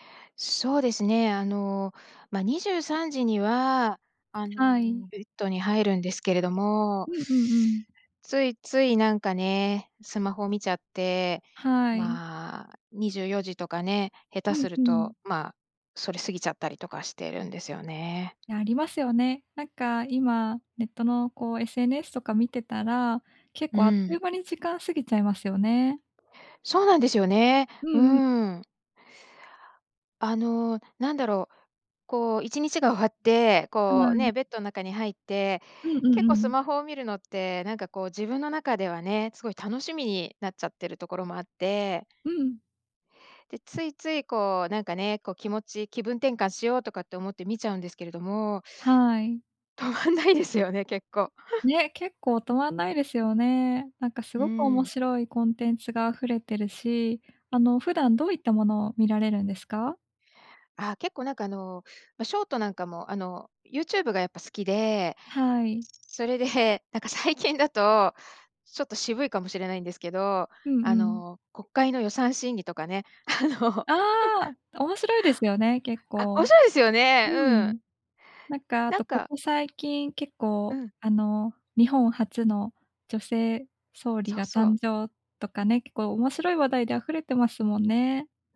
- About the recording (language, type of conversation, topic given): Japanese, advice, 安らかな眠りを優先したいのですが、夜の習慣との葛藤をどう解消すればよいですか？
- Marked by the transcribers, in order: laughing while speaking: "止まんないですよね"; chuckle; laughing while speaking: "それで、なんか、最近だと"; joyful: "ああ"; laughing while speaking: "あの"; laugh; joyful: "あ、面白いですよね"